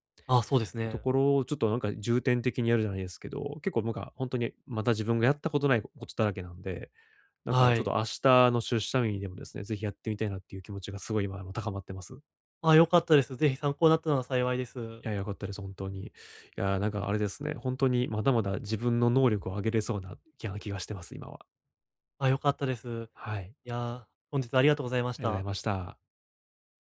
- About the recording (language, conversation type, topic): Japanese, advice, 作業中に注意散漫になりやすいのですが、集中を保つにはどうすればよいですか？
- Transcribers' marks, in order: none